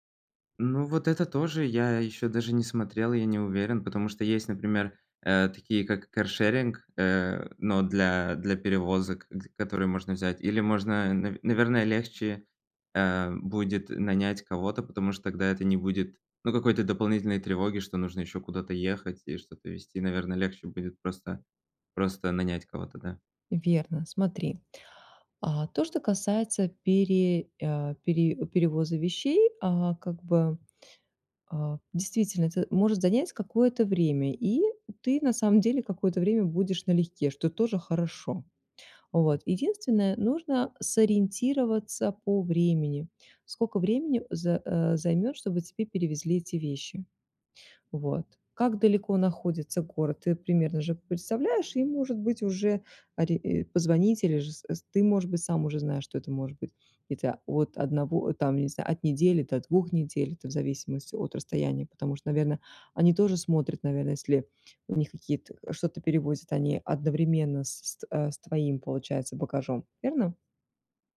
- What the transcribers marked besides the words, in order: none
- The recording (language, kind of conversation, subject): Russian, advice, Как мне справиться со страхом и неопределённостью во время перемен?